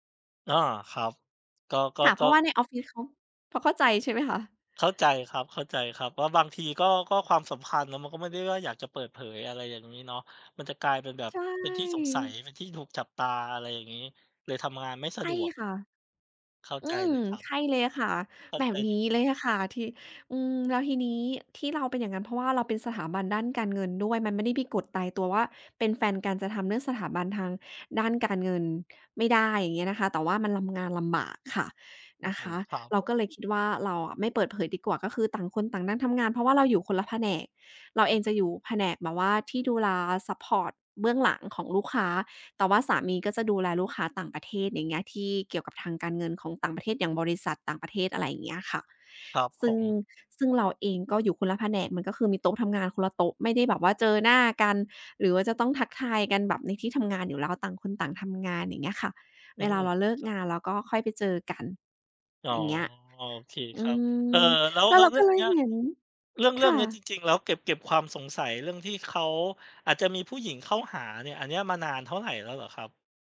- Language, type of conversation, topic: Thai, advice, ทำไมคุณถึงสงสัยว่าแฟนกำลังมีความสัมพันธ์ลับหรือกำลังนอกใจคุณ?
- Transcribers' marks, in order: other background noise; drawn out: "อ๋อ"